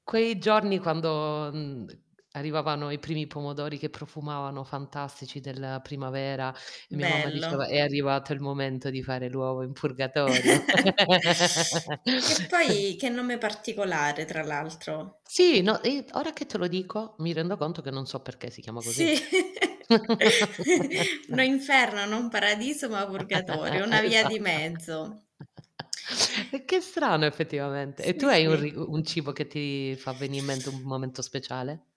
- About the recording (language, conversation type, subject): Italian, unstructured, C’è un cibo che ti ricorda un momento speciale?
- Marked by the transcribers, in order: static; put-on voice: "È arrivato il momento di fare l'uovo in purgatorio"; chuckle; laugh; chuckle; chuckle; laugh; laughing while speaking: "Esa"; chuckle